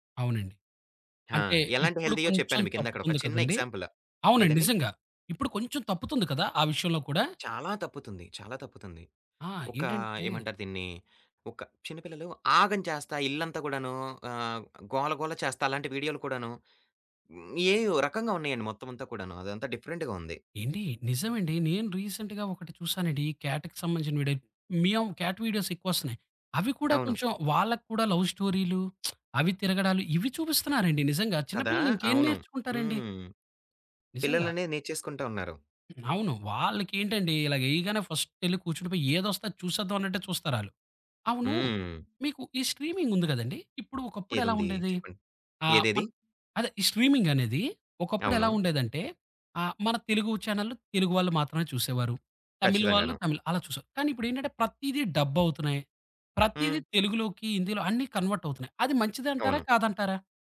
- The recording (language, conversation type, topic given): Telugu, podcast, స్ట్రీమింగ్ యుగంలో మీ అభిరుచిలో ఎలాంటి మార్పు వచ్చింది?
- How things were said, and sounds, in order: in English: "డిఫరెంట్‍గా"; in English: "రీసెంట్‍గా"; in English: "క్యాట్‍కి"; in English: "మియావ్ క్యాట్"; in English: "లవ్"; lip smack; throat clearing; in English: "కన్వర్ట్"